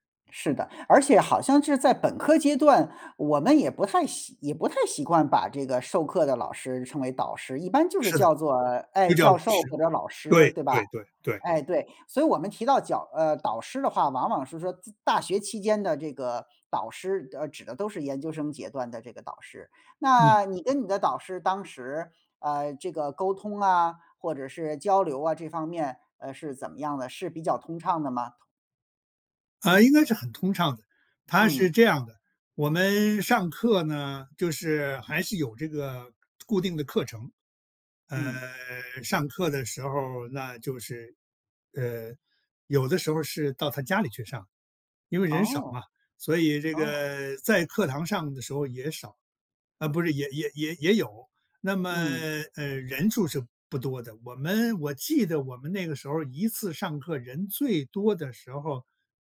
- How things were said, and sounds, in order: lip smack
- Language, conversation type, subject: Chinese, podcast, 怎么把导师的建议变成实际行动？